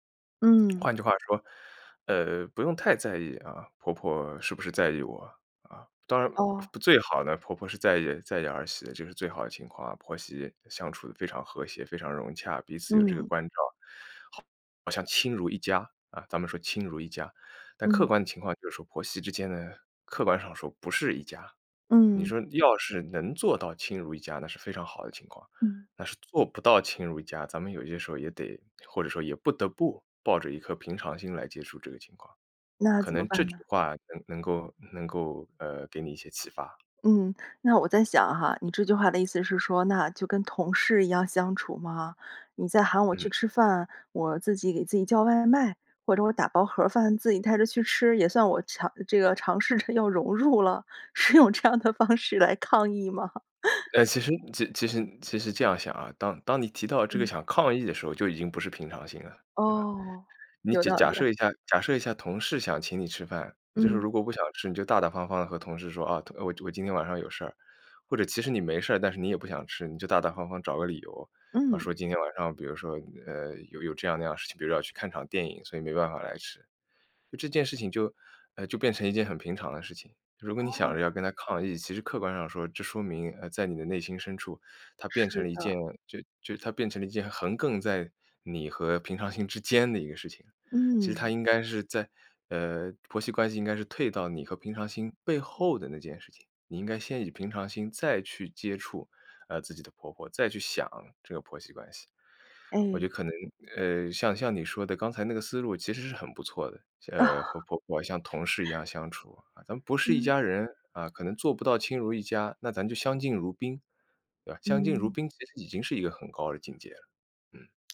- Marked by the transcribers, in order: lip smack; lip smack; laughing while speaking: "尝试着要融入了？是用这样的方式来抗议吗？"; laugh; laughing while speaking: "啊"; laugh
- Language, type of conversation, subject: Chinese, advice, 被朋友圈排挤让我很受伤，我该如何表达自己的感受并处理这段关系？